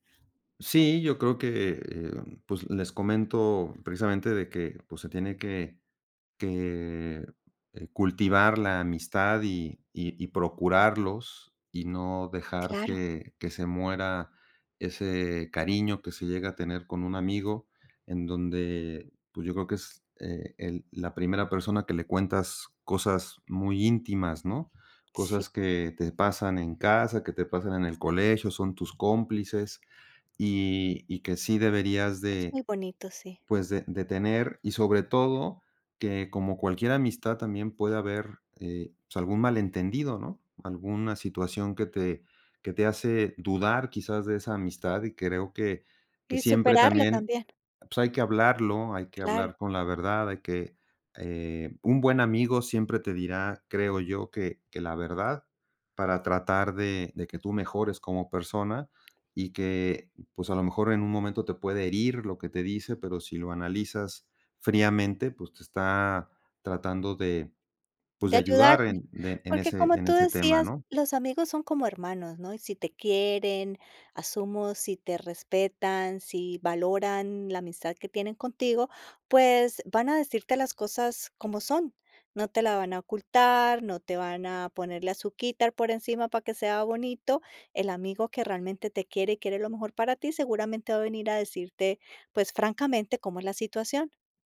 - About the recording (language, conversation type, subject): Spanish, podcast, ¿Cómo construyes amistades duraderas en la vida adulta?
- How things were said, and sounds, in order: other background noise; tapping